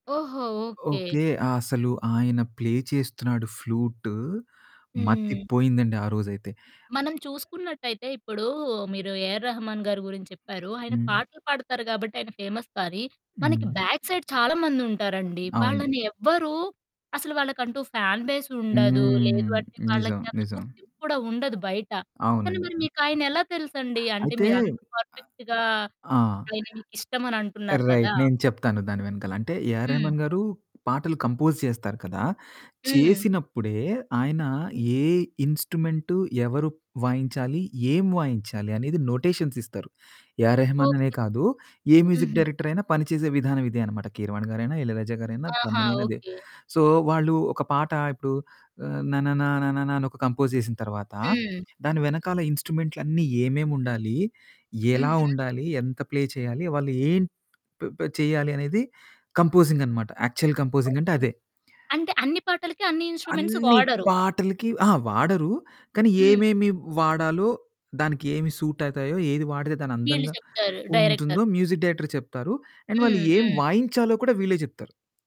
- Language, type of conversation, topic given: Telugu, podcast, మీరు ఎప్పుడైనా ప్రత్యక్ష సంగీత కార్యక్రమానికి వెళ్లి కొత్త కళాకారుడిని కనుగొన్నారా?
- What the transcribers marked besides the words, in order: in English: "ప్లే"; in English: "ఫేమస్"; other background noise; in English: "బ్యాక్ సైడ్"; in English: "ఫ్యాన్"; distorted speech; in English: "రైట్"; in English: "పర్ఫెక్ట్‌గా"; in English: "కంపోజ్"; in English: "నొటేషన్స్"; in English: "మ్యూజిక్ డైరెక్టర్"; in English: "సో"; in English: "కంపోజ్"; in English: "ప్లే"; in English: "యాక్చువల్"; in English: "ఇన్‌స్ట్రుమెంట్స్"; in English: "సూట్"; in English: "మ్యూజిక్ డైరెక్టర్"; in English: "డైరెక్టర్స్"; in English: "అండ్"